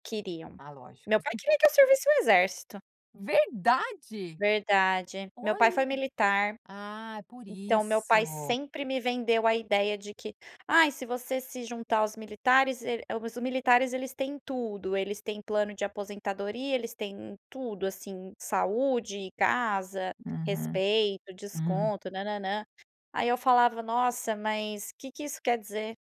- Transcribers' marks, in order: chuckle; other background noise
- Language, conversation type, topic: Portuguese, podcast, Como você define o sucesso pessoal, na prática?